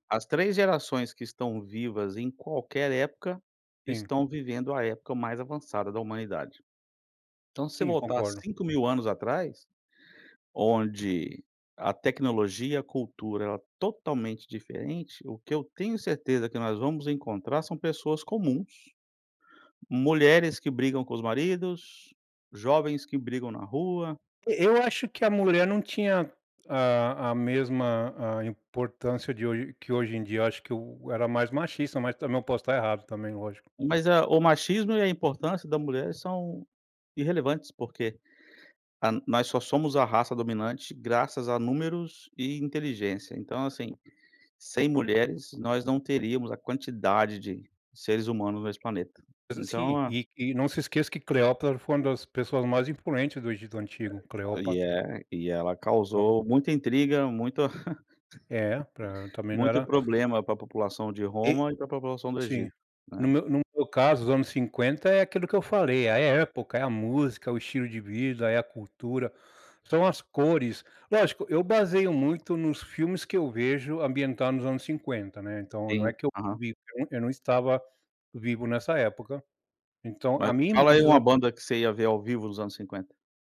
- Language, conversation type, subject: Portuguese, unstructured, Se você pudesse viajar no tempo, para que época iria?
- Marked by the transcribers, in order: other noise; laugh; unintelligible speech